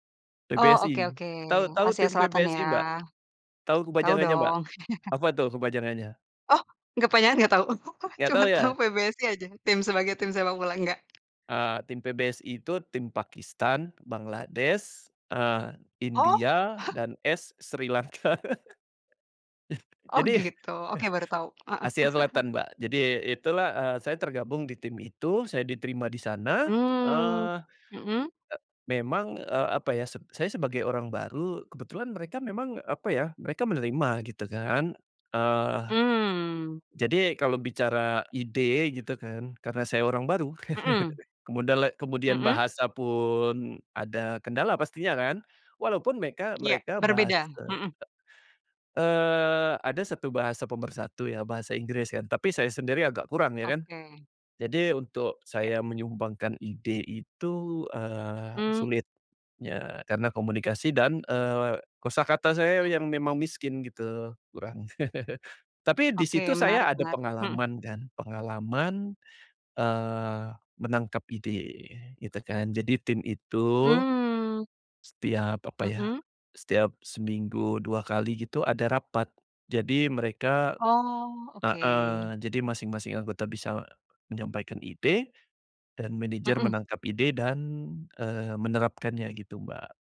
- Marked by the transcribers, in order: other background noise; chuckle; chuckle; laughing while speaking: "cuma tau PBSI aja"; chuckle; other noise; chuckle; chuckle; chuckle
- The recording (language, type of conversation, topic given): Indonesian, podcast, Bagaimana kamu menyeimbangkan ide sendiri dengan ide tim?